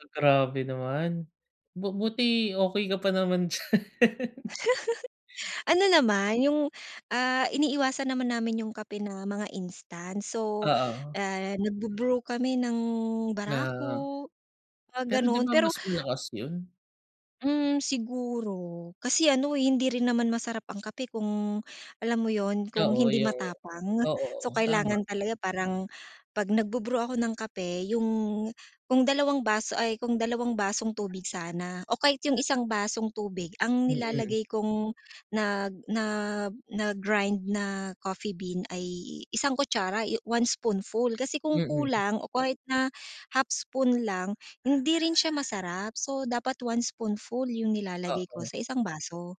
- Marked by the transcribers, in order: laughing while speaking: "diyan"; giggle; tapping; other animal sound
- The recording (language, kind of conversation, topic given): Filipino, advice, Bakit palagi kang nagigising sa gitna ng gabi?